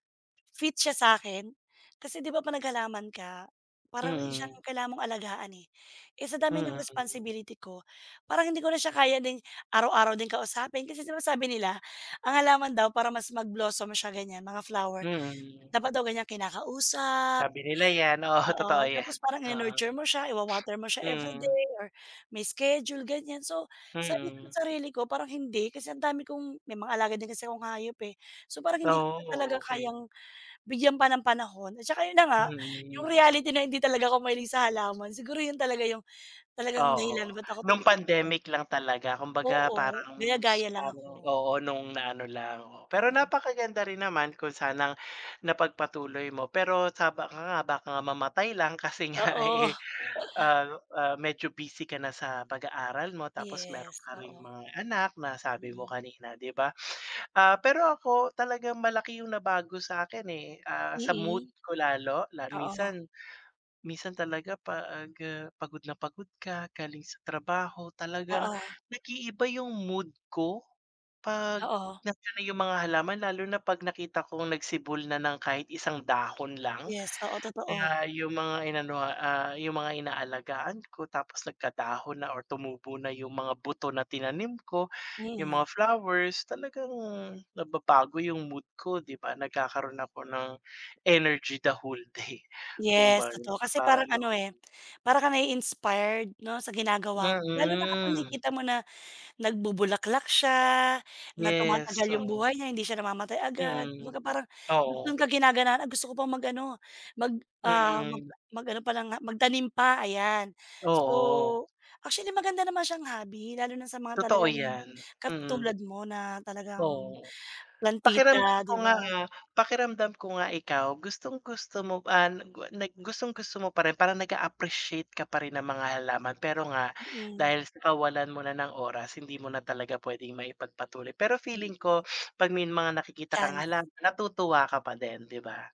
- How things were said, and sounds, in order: laughing while speaking: "oo, totoo yan"; laughing while speaking: "kasi nga eh"; chuckle; unintelligible speech; laughing while speaking: "day"
- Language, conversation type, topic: Filipino, unstructured, Ano ang pinaka-kasiya-siyang bahagi ng pagkakaroon ng libangan?
- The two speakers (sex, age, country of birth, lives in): female, 35-39, Philippines, Philippines; male, 45-49, Philippines, Philippines